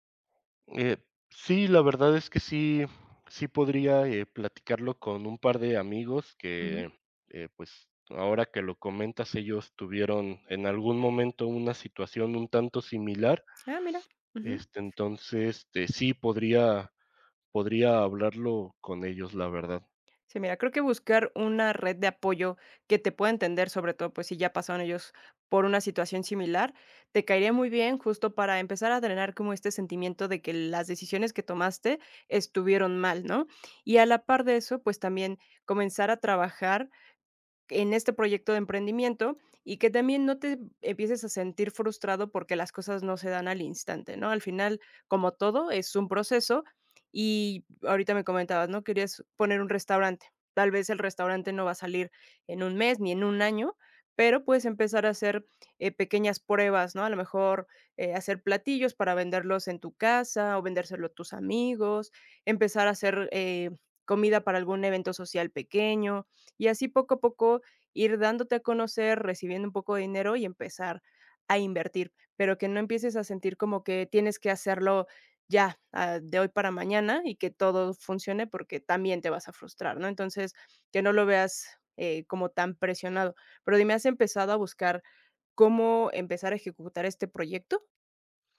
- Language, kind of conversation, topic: Spanish, advice, ¿Cómo puedo manejar un sentimiento de culpa persistente por errores pasados?
- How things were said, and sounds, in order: other background noise; tapping